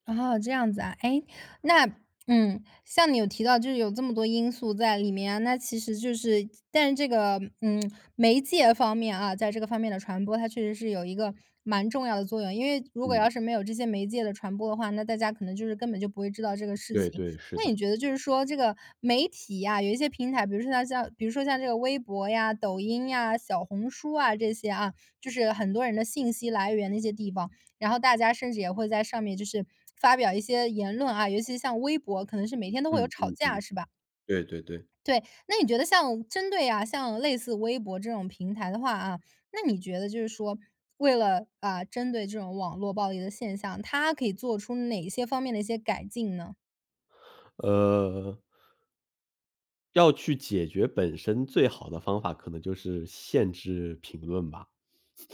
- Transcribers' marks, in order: other background noise; tsk
- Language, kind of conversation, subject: Chinese, podcast, 你如何看待网络暴力与媒体责任之间的关系？